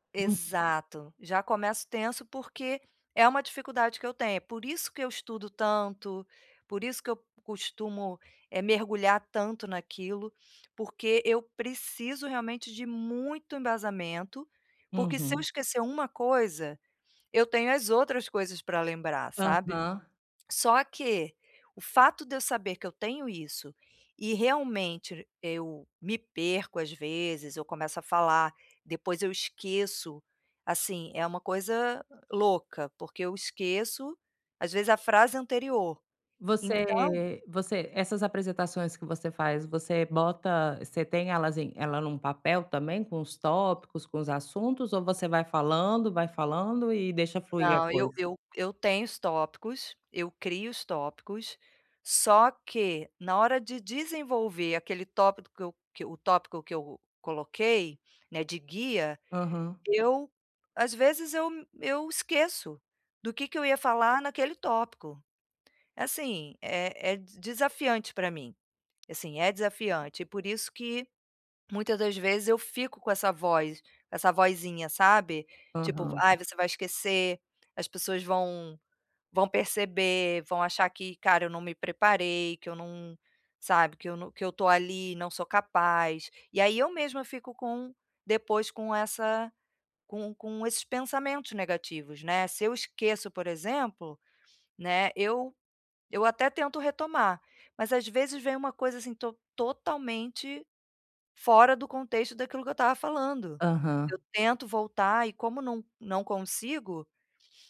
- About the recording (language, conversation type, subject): Portuguese, advice, Como posso diminuir a voz crítica interna que me atrapalha?
- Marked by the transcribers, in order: other background noise; tapping